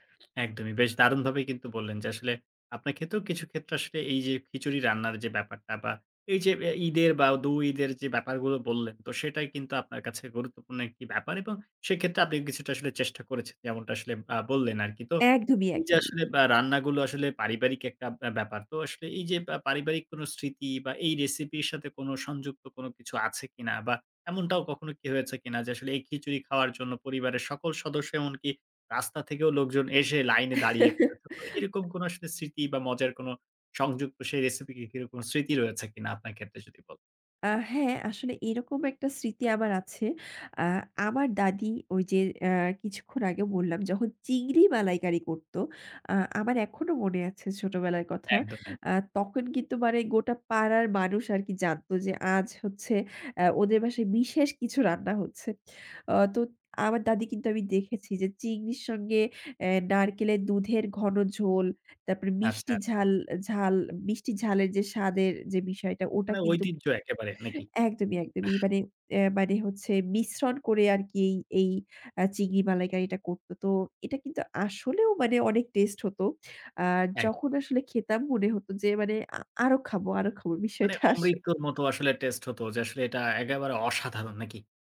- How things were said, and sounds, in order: tapping; laugh; laughing while speaking: "বিষয়টা আস"; "একেবারে" said as "এ্যাগাবারে"
- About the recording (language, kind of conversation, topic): Bengali, podcast, তোমাদের বাড়ির সবচেয়ে পছন্দের রেসিপি কোনটি?